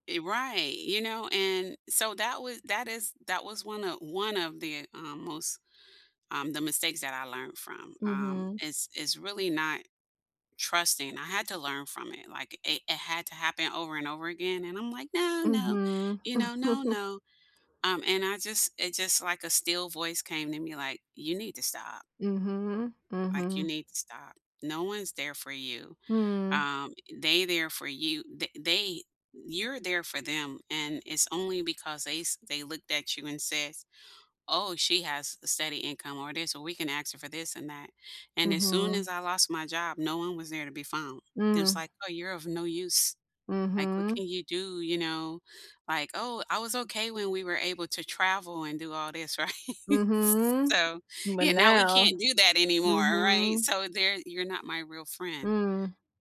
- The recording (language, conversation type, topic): English, unstructured, What mistake taught you the most?
- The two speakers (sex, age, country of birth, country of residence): female, 45-49, United States, United States; female, 50-54, United States, United States
- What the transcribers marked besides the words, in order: put-on voice: "No, no"; chuckle; other background noise; laughing while speaking: "Right"